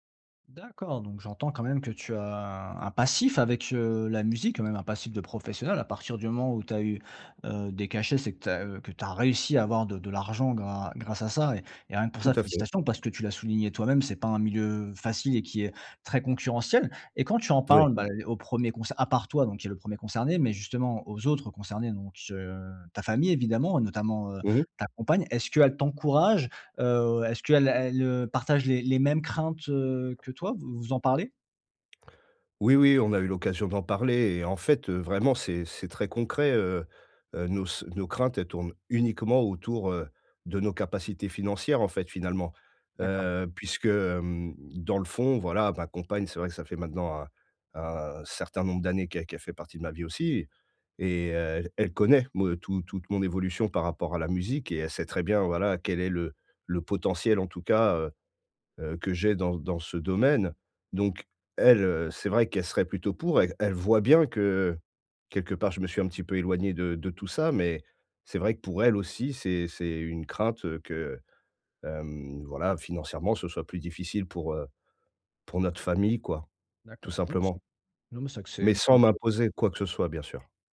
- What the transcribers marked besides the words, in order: stressed: "passif"; tapping
- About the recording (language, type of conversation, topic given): French, advice, Comment puis-je concilier les attentes de ma famille avec mes propres aspirations personnelles ?